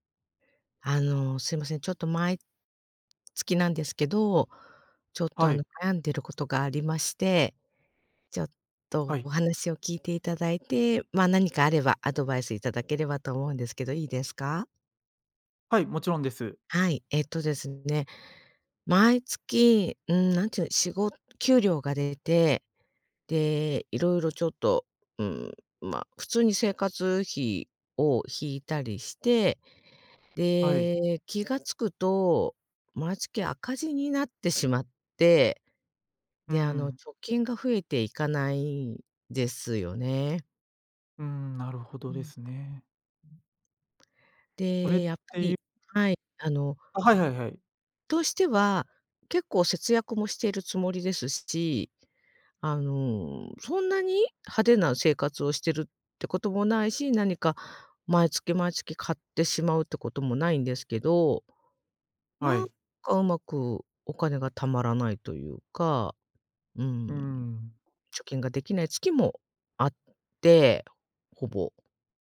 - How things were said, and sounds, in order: other noise
- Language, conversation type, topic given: Japanese, advice, 毎月赤字で貯金が増えないのですが、どうすれば改善できますか？
- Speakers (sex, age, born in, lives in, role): female, 50-54, Japan, Japan, user; male, 25-29, Japan, Germany, advisor